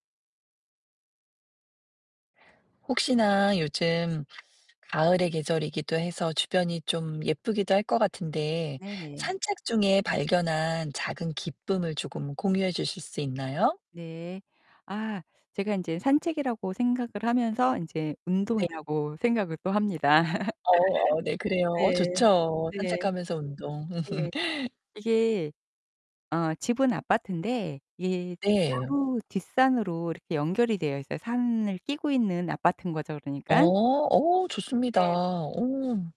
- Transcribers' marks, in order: tapping; distorted speech; laugh; laugh
- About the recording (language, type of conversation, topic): Korean, podcast, 산책하다가 발견한 작은 기쁨을 함께 나눠주실래요?